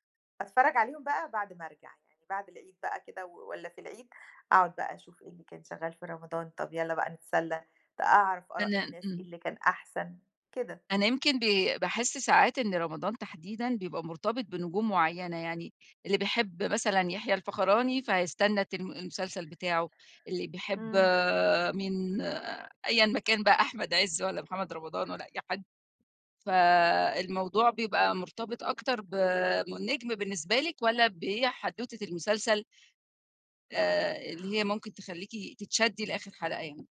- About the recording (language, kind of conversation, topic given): Arabic, podcast, إيه اللي بيخلي الواحد يكمل مسلسل لحدّ آخر حلقة؟
- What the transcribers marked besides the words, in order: unintelligible speech